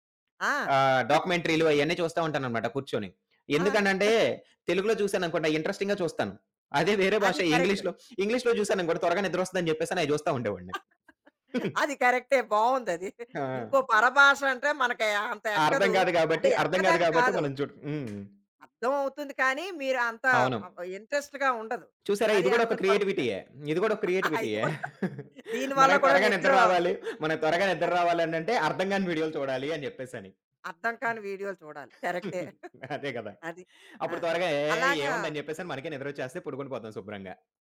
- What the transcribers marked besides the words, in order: chuckle; giggle; in English: "ఇంట్రెస్టింగ్‌గా"; laughing while speaking: "అది కరెక్టే. బావుందది"; giggle; other background noise; tapping; in English: "ఇంట్రెస్ట్‌గా"; laughing while speaking: "ఇది గూడా"; giggle; laughing while speaking: "అదే గదా!"; giggle
- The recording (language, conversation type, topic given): Telugu, podcast, సోషల్ మీడియా మీ క్రియేటివిటీని ఎలా మార్చింది?